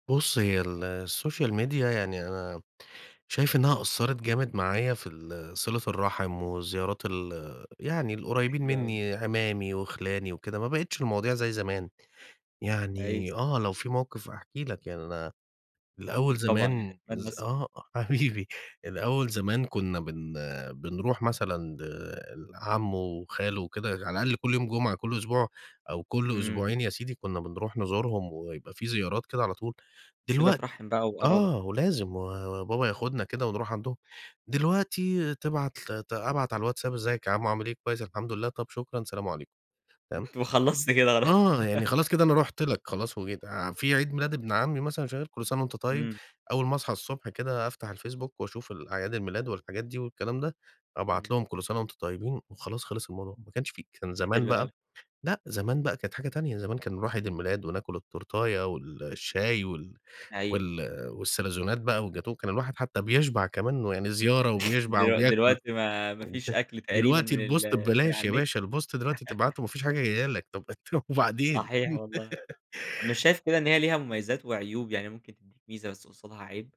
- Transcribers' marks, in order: in English: "الsocial media"; laughing while speaking: "حبيبي"; laughing while speaking: "وخلصت كده، خلاص"; chuckle; tapping; in French: "والساليزونات"; other noise; in English: "الpost"; in English: "الpost"; chuckle; giggle
- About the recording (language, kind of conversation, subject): Arabic, podcast, إزاي السوشال ميديا أثرت على علاقتنا بالناس؟